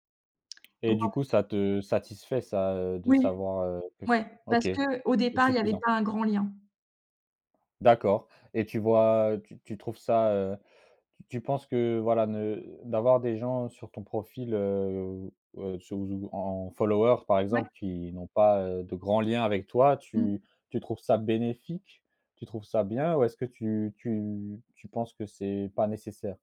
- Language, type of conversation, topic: French, podcast, Comment les réseaux sociaux transforment-ils nos relations dans la vie réelle ?
- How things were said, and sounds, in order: tapping; stressed: "bénéfique"